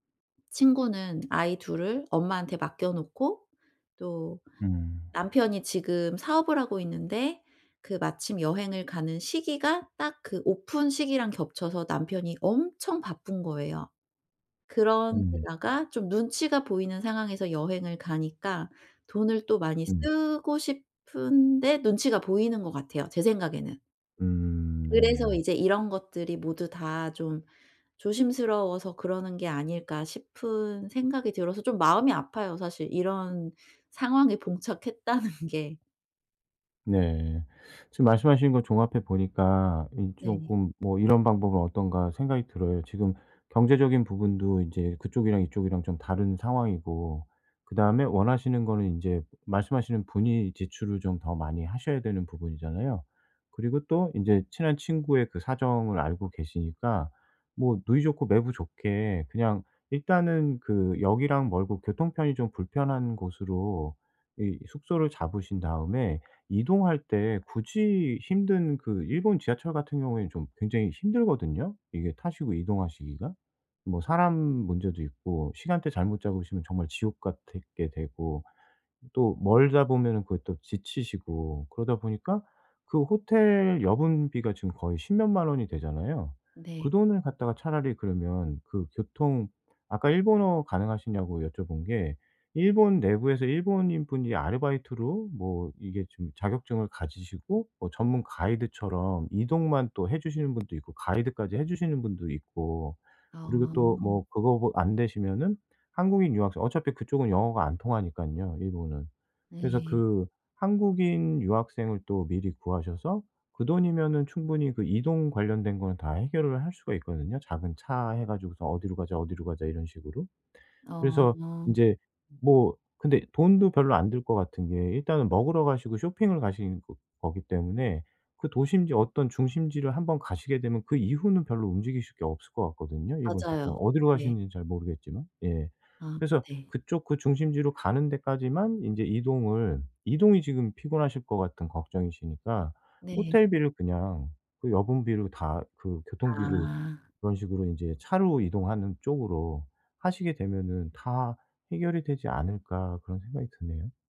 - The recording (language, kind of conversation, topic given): Korean, advice, 여행 예산을 정하고 예상 비용을 지키는 방법
- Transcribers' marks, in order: other background noise; laughing while speaking: "봉착했다는"